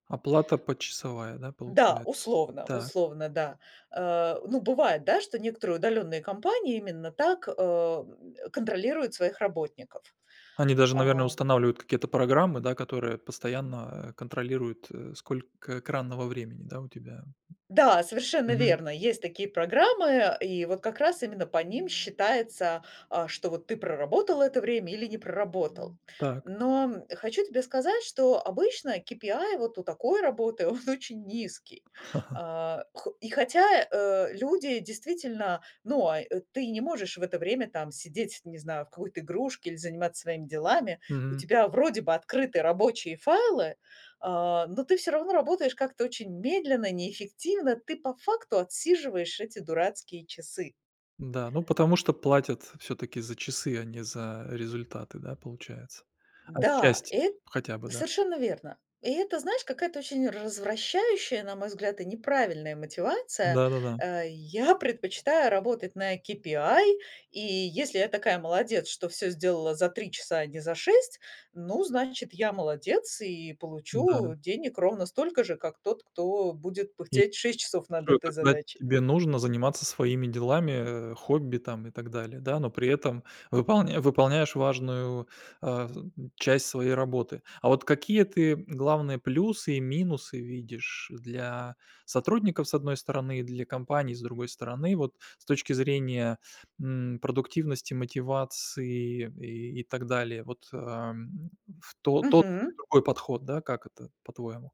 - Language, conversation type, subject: Russian, podcast, Что вы думаете о гибком графике и удалённой работе?
- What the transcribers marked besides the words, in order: other background noise; laughing while speaking: "он очень"; chuckle; unintelligible speech